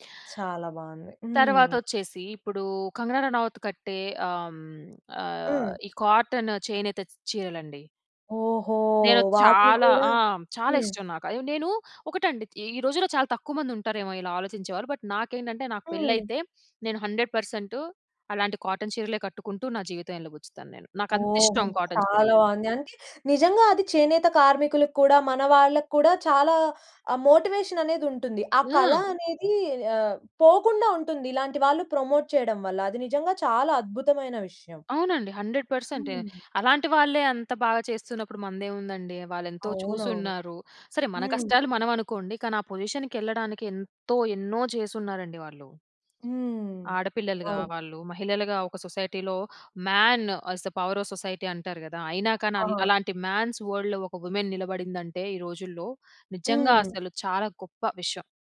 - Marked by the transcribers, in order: in English: "బట్"; in English: "హండ్రెడ్"; other background noise; in English: "మోటివేషన్"; in English: "ప్రమోట్"; in English: "హండ్రెడ్"; in English: "పొజిషన్‌కి"; stressed: "ఎంతో"; tapping; in English: "సొసైటీలో, మ్యాన్ ఆస్ ది పవర్ ఆఫ్ సొసైటీ"; in English: "మ్యాన్స్ వరల్డ్‌లో"; in English: "వుమెన్"
- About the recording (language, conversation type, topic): Telugu, podcast, మీ శైలికి ప్రేరణనిచ్చే వ్యక్తి ఎవరు?